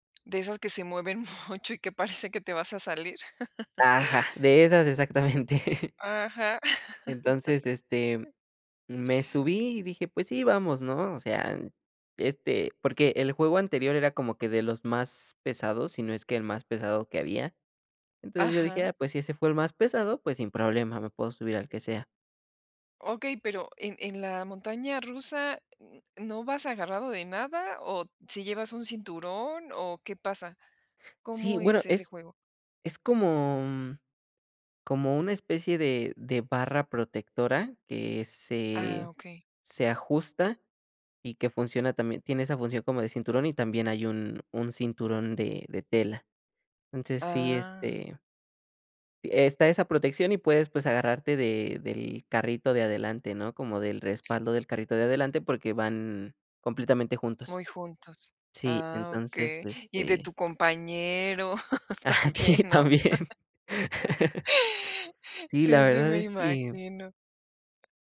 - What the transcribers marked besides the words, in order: laughing while speaking: "mucho"; chuckle; laughing while speaking: "exactamente"; tapping; chuckle; other noise; other background noise; laughing while speaking: "Ah, sí, también"; chuckle; laughing while speaking: "también"; chuckle
- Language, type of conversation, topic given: Spanish, podcast, ¿Alguna vez un pequeño riesgo te ha dado una alegría enorme?